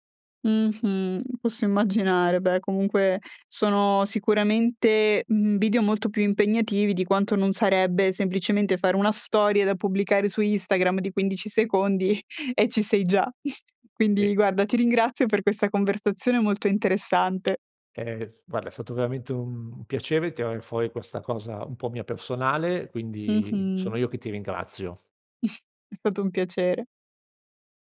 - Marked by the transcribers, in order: laughing while speaking: "immaginare"; laughing while speaking: "secondi"; chuckle; other background noise; chuckle
- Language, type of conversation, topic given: Italian, podcast, Hai mai fatto una pausa digitale lunga? Com'è andata?